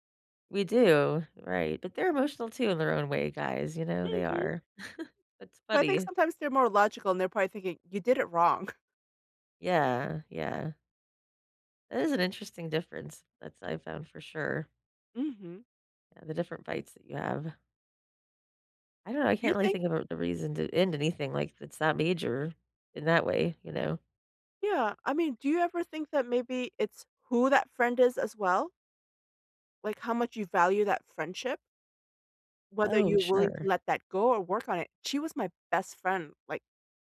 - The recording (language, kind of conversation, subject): English, unstructured, How do I know when it's time to end my relationship?
- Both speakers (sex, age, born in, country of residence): female, 45-49, South Korea, United States; female, 45-49, United States, United States
- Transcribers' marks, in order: chuckle; laughing while speaking: "wrong"; tapping